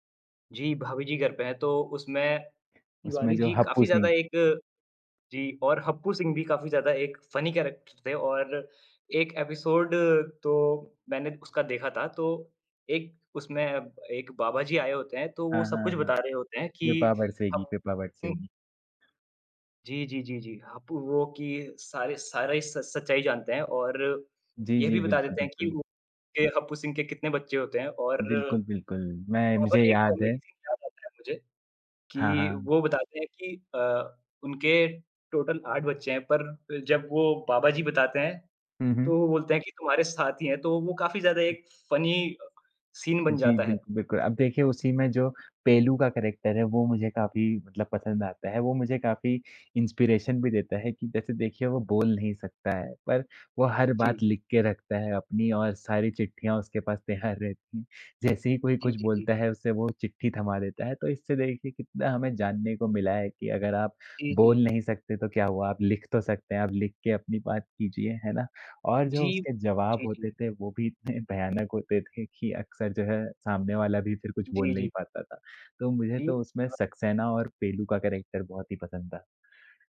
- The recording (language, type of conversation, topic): Hindi, unstructured, आपका पसंदीदा दूरदर्शन कार्यक्रम कौन-सा है और क्यों?
- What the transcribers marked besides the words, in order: tapping; in English: "फ़नी कैरेक्टर"; in English: "कॉमेडी सीन"; in English: "टोटल"; in English: "फ़नी"; in English: "सीन"; in English: "कैरेक्टर"; in English: "इंस्पिरेशन"; laughing while speaking: "तैयार रहतीं"; in English: "कैरेक्टर"